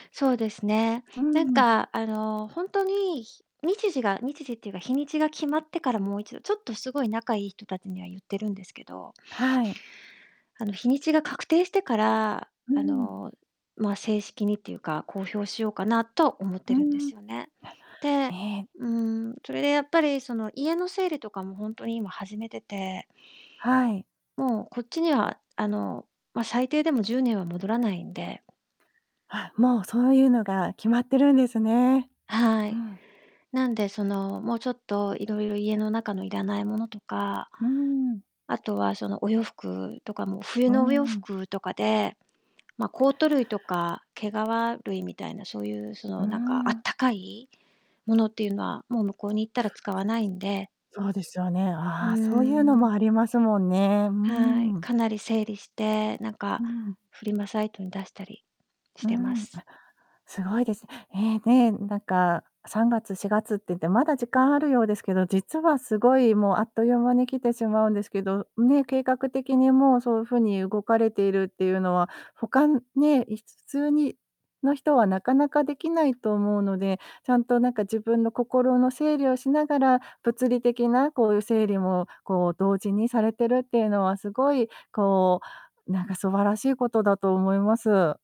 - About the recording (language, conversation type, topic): Japanese, advice, 長年住んだ街を離れて引っ越すことになった経緯や、今の気持ちについて教えていただけますか？
- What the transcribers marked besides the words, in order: distorted speech; tapping; other background noise